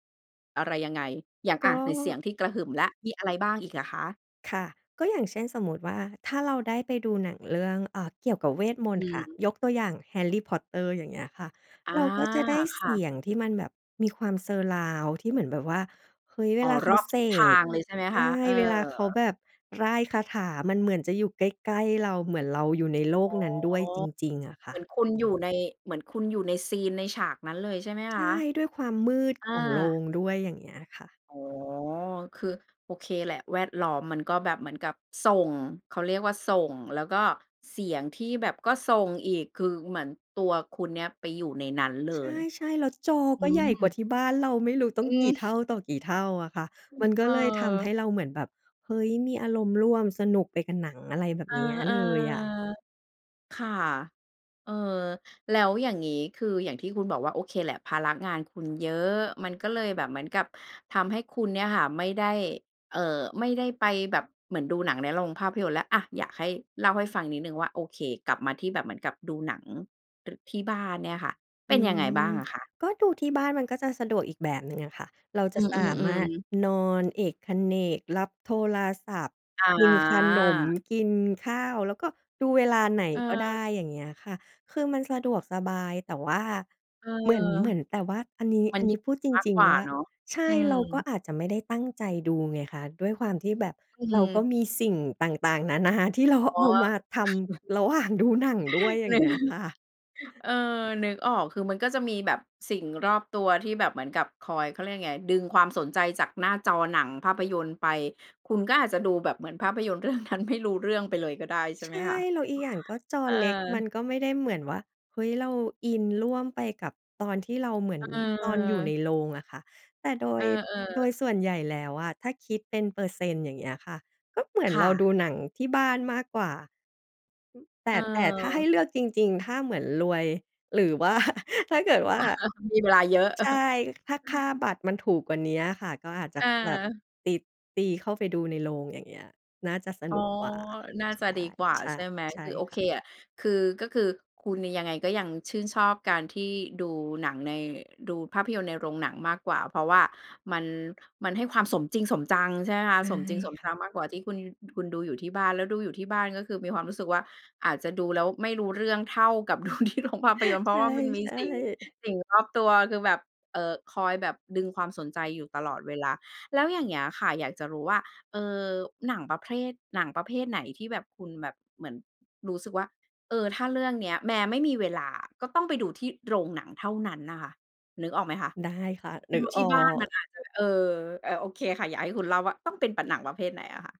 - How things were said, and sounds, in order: in English: "surround"; chuckle; laughing while speaking: "นานา ที่เราเอามาทําระหว่างดูหนังด้วย"; chuckle; laughing while speaking: "เออ"; laughing while speaking: "ค่ะ"; laughing while speaking: "เรื่องนั้น"; chuckle; laughing while speaking: "ว่า"; chuckle; laughing while speaking: "ดูที่โรง"; chuckle
- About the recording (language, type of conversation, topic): Thai, podcast, คุณคิดอย่างไรกับการดูหนังในโรงหนังเทียบกับการดูที่บ้าน?